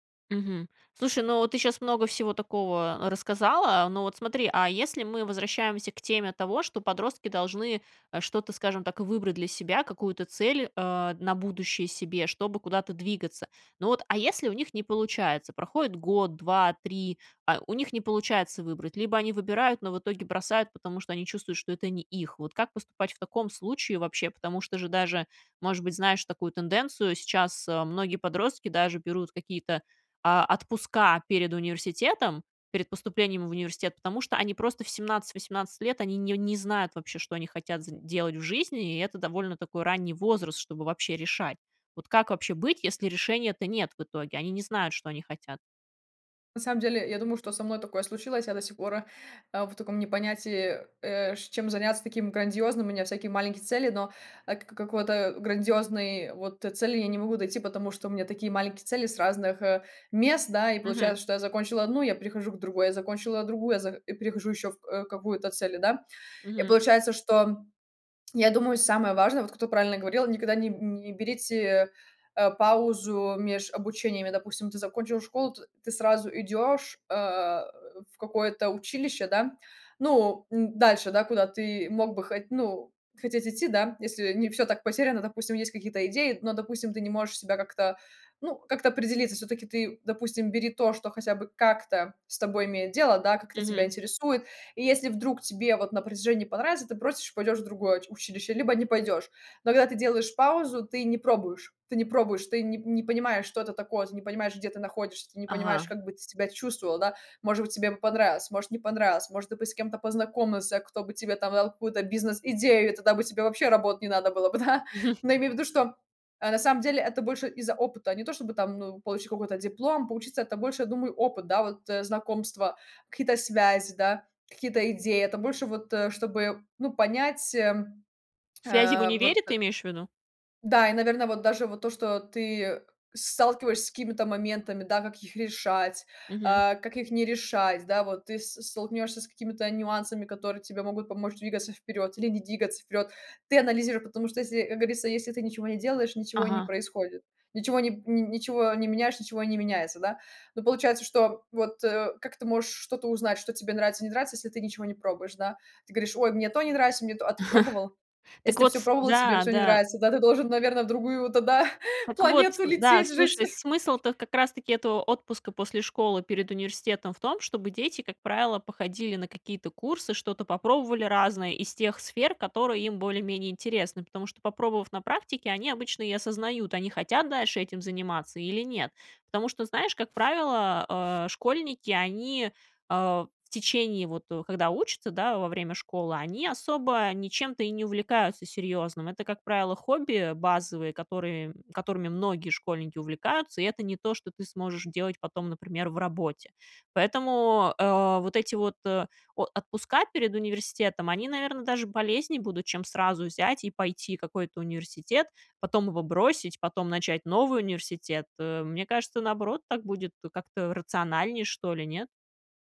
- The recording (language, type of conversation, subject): Russian, podcast, Что тебя больше всего мотивирует учиться на протяжении жизни?
- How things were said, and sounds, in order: tapping; chuckle; laughing while speaking: "да"; chuckle; laughing while speaking: "тогда планету лететь, жить"; other background noise